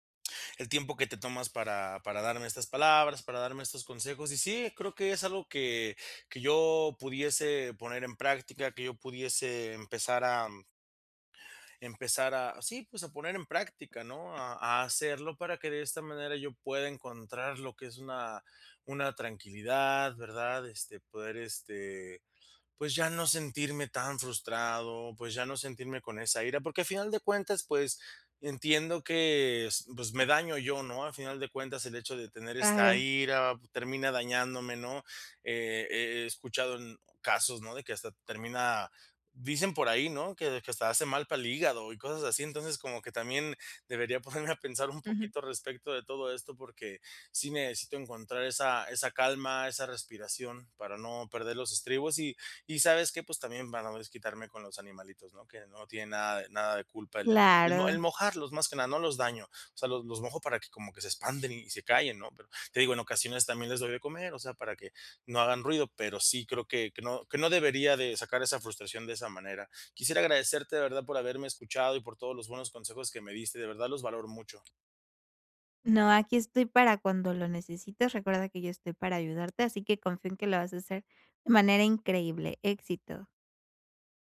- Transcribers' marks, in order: laughing while speaking: "ponerme a pensar un poquito"; other background noise
- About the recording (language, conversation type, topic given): Spanish, advice, ¿Cómo puedo manejar la ira y la frustración cuando aparecen de forma inesperada?